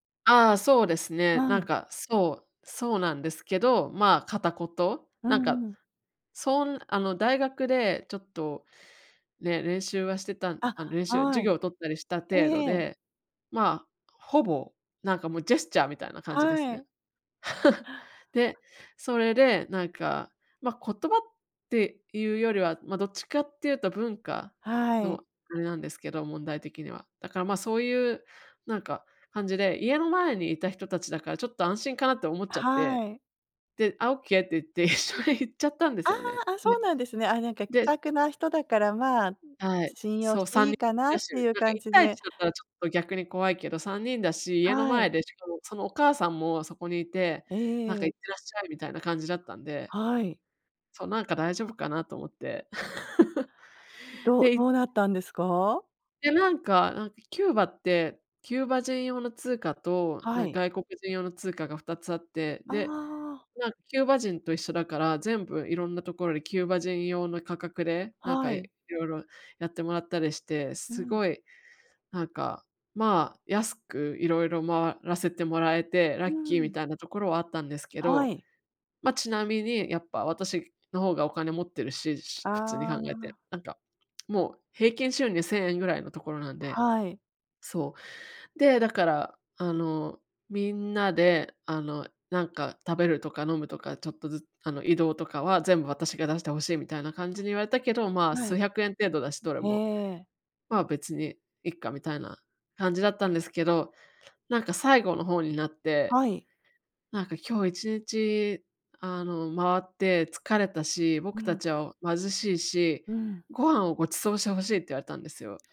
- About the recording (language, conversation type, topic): Japanese, advice, 旅行中に言葉や文化の壁にぶつかったとき、どう対処すればよいですか？
- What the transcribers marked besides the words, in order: chuckle; laughing while speaking: "一緒に行っちゃったんですよね"; laugh; other noise